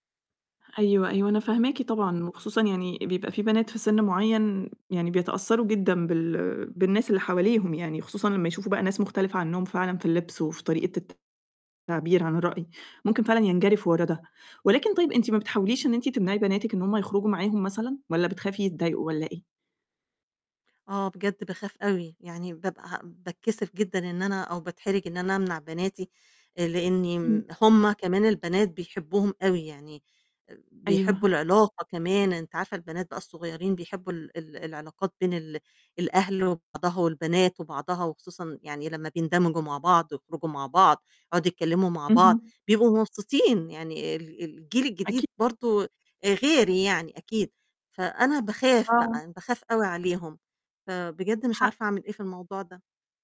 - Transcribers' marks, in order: distorted speech; tapping
- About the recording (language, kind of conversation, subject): Arabic, advice, إزاي اختلاف القيم الدينية أو العائلية بيأثر على علاقتك؟